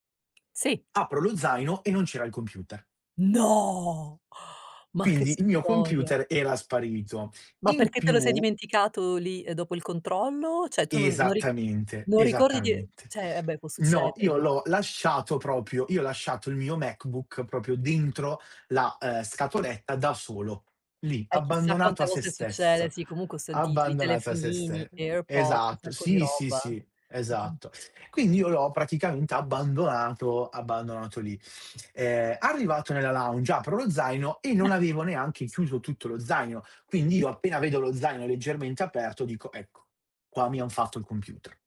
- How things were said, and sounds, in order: surprised: "No!"; tapping; "Cioè" said as "ceh"; "cioè" said as "ceh"; other background noise; in English: "lounge"; chuckle
- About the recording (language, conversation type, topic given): Italian, podcast, Mi racconti di una volta in cui un piano è saltato, ma alla fine è andata meglio così?